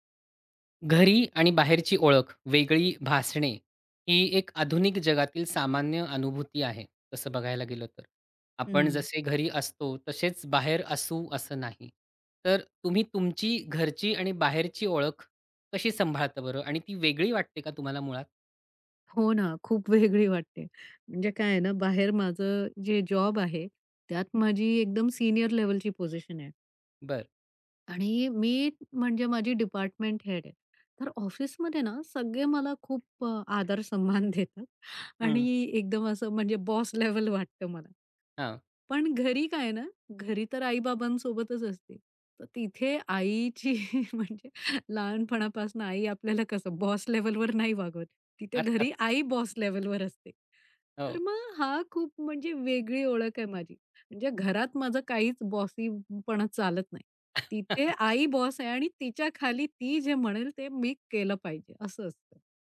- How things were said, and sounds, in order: other background noise; tapping; laughing while speaking: "वेगळी वाटते"; laughing while speaking: "आदर, सन्मान देतात"; laughing while speaking: "आईची म्हणजे लहानपणापासनं आई आपल्याला … बॉस लेव्हलवर असते"; chuckle
- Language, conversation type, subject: Marathi, podcast, घरी आणि बाहेर वेगळी ओळख असल्यास ती तुम्ही कशी सांभाळता?